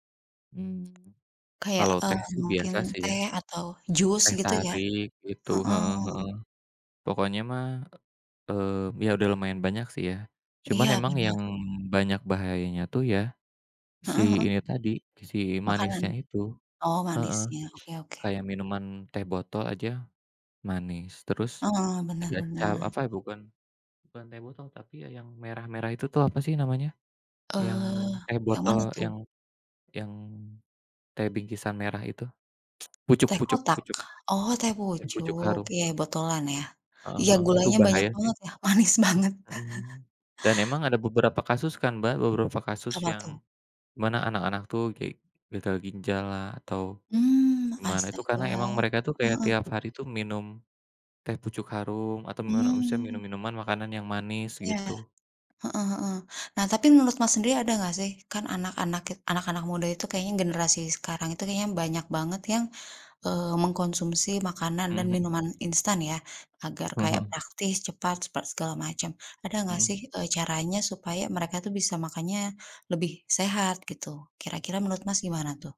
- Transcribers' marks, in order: other background noise; tapping; tsk; laughing while speaking: "manis banget"; chuckle
- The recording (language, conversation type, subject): Indonesian, unstructured, Apakah generasi muda terlalu sering mengonsumsi makanan instan?